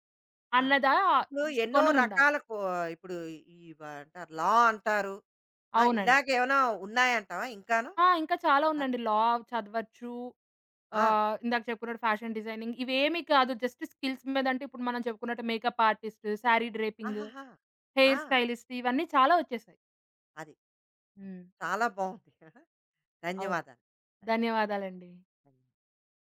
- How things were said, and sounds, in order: in English: "లా"; in English: "లా"; in English: "ఫ్యాషన్ డిజైనింగ్"; in English: "జస్ట్ స్కిల్స్"; in English: "మేకప్"; in English: "హెయిర్"; chuckle
- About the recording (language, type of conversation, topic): Telugu, podcast, వైద్యం, ఇంజనీరింగ్ కాకుండా ఇతర కెరీర్ అవకాశాల గురించి మీరు ఏమి చెప్పగలరు?